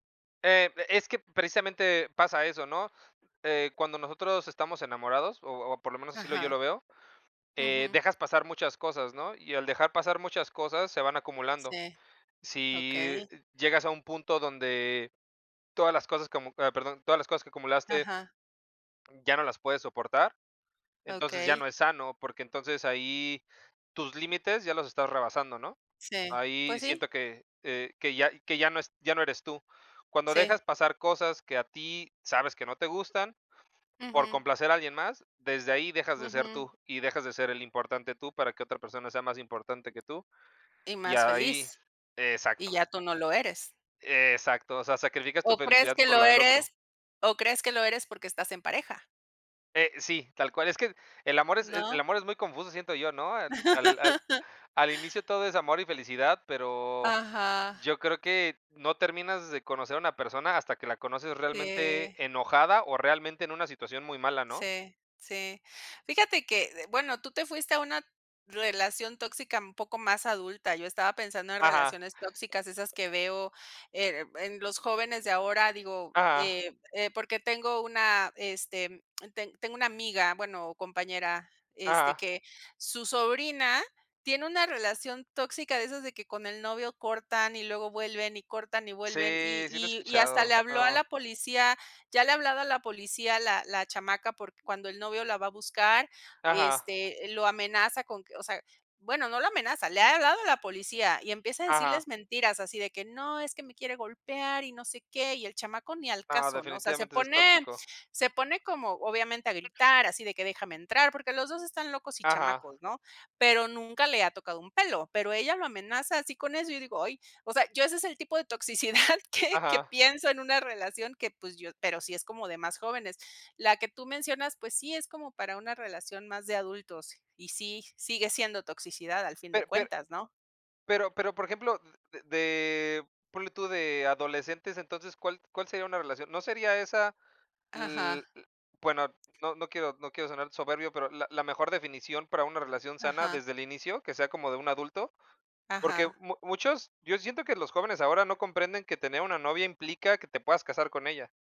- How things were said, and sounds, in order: tapping; laugh; other background noise; laughing while speaking: "toxicidad que"
- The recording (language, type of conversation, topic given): Spanish, unstructured, ¿Crees que las relaciones tóxicas afectan mucho la salud mental?